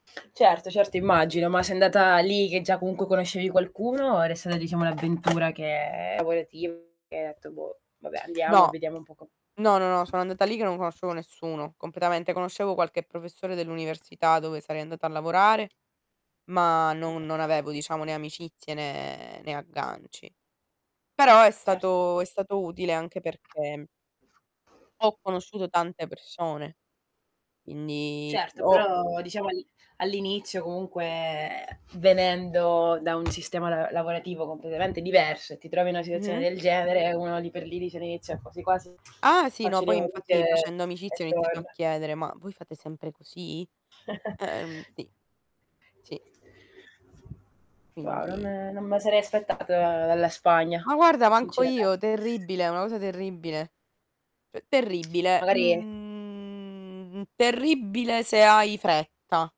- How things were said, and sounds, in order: static; tapping; other background noise; distorted speech; "quindi" said as "indi"; drawn out: "comunque"; giggle; "Quindi" said as "indi"; drawn out: "Mhmm"
- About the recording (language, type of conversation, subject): Italian, unstructured, Qual è una lezione importante che hai imparato nella vita?